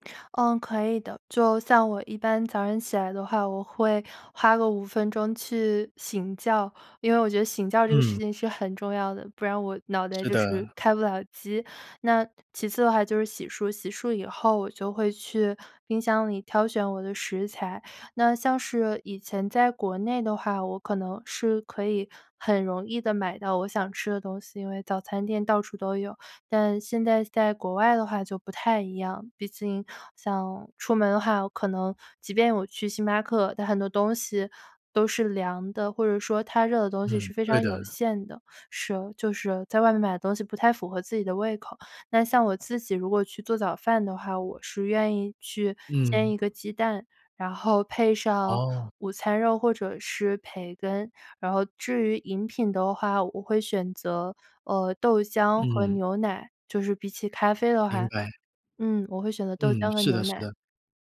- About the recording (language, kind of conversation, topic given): Chinese, podcast, 你吃早餐时通常有哪些固定的习惯或偏好？
- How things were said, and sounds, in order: none